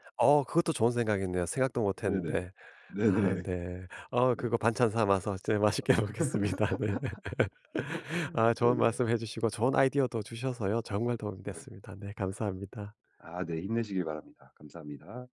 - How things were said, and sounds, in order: laughing while speaking: "네네"; laughing while speaking: "맛있게 먹겠습니다 네"; laugh; other background noise; laugh
- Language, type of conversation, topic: Korean, advice, 회의가 너무 많아 집중 작업 시간을 확보할 수 없는데 어떻게 해야 하나요?